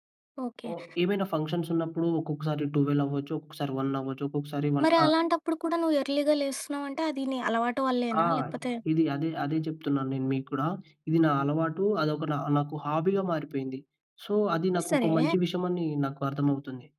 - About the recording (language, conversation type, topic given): Telugu, podcast, నిద్రలేచిన వెంటనే మీరు ఏమి చేస్తారు?
- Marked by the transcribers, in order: tapping; in English: "ఫంక్షన్స్"; in English: "వన్"; in English: "వన్"; in English: "ఎర్లీ‌గా"; in English: "హాబీగా"; in English: "సో"